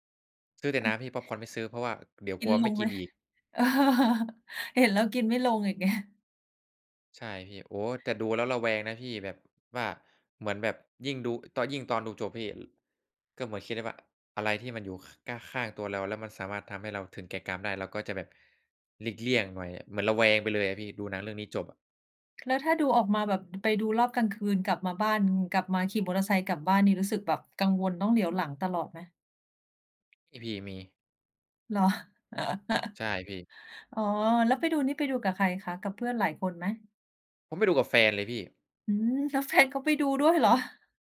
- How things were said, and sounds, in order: other noise; laugh; laughing while speaking: "ไง"; other background noise; laugh
- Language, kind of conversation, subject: Thai, unstructured, อะไรทำให้ภาพยนตร์บางเรื่องชวนให้รู้สึกน่ารังเกียจ?